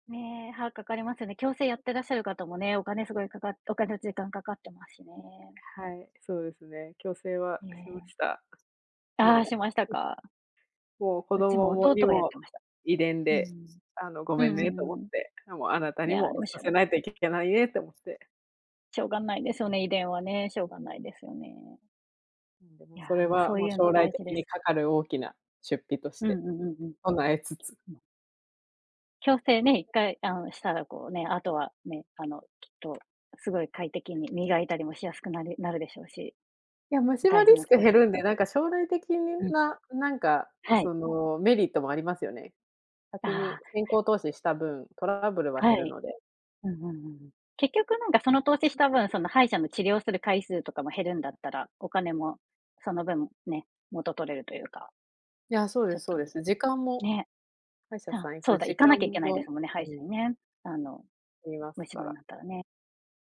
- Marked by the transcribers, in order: other noise; other background noise; "子供" said as "こどもも"; tapping
- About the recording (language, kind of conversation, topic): Japanese, unstructured, お金の使い方で大切にしていることは何ですか？